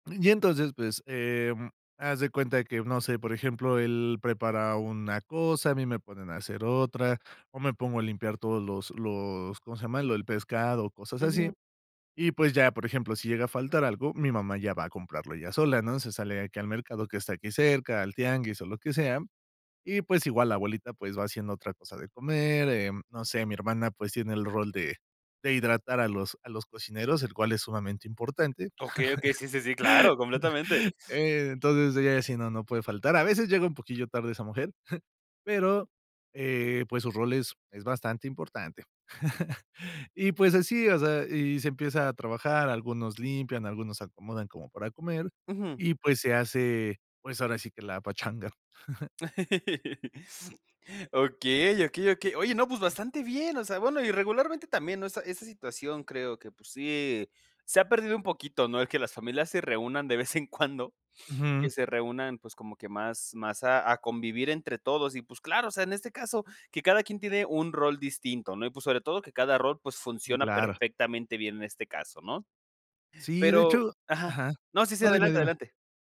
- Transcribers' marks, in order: other background noise; laugh; chuckle; laugh; laugh; sniff; chuckle; tapping; laughing while speaking: "de vez en cuando"
- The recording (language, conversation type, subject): Spanish, podcast, ¿Qué recuerdos tienes de cocinar y comer en grupo?